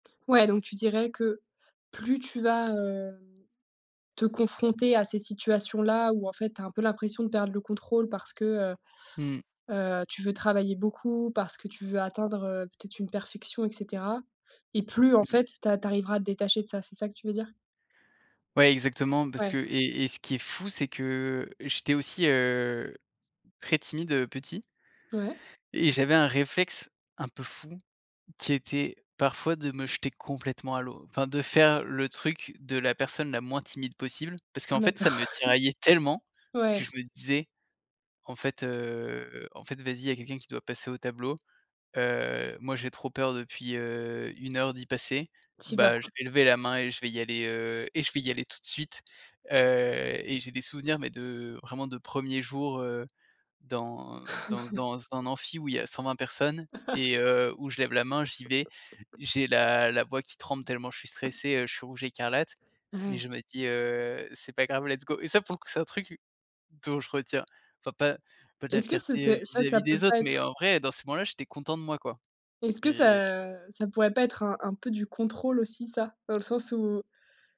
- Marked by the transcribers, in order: chuckle; tapping; laugh; chuckle; chuckle; in English: "let's go"
- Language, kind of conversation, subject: French, podcast, Est-ce que la peur de te tromper t’empêche souvent d’avancer ?